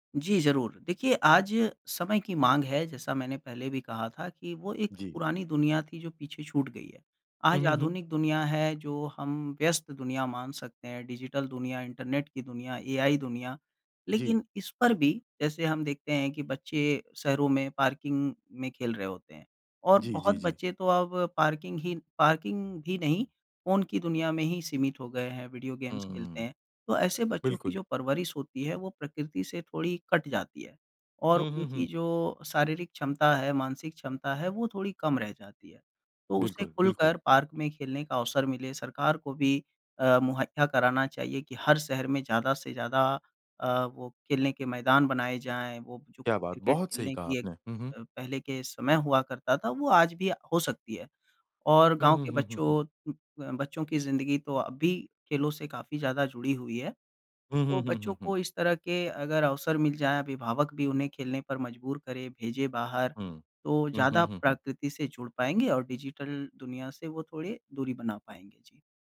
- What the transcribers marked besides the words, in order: in English: "पार्किंग"; in English: "पार्किंग"; in English: "पार्किंग"; in English: "विडिओ गेम्स"
- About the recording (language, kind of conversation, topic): Hindi, podcast, बच्चों को प्रकृति से जोड़े रखने के प्रभावी तरीके